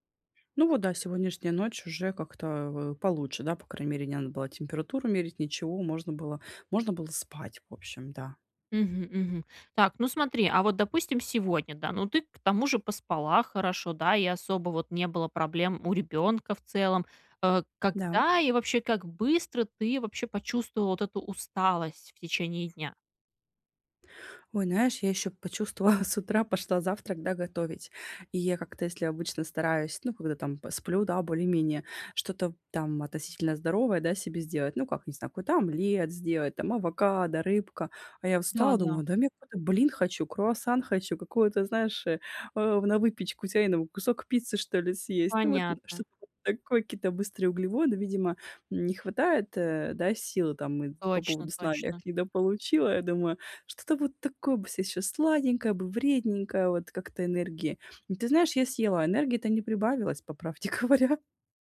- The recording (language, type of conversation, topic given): Russian, advice, Как улучшить сон и восстановление при активном образе жизни?
- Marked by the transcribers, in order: tapping; chuckle; unintelligible speech; laughing while speaking: "говоря"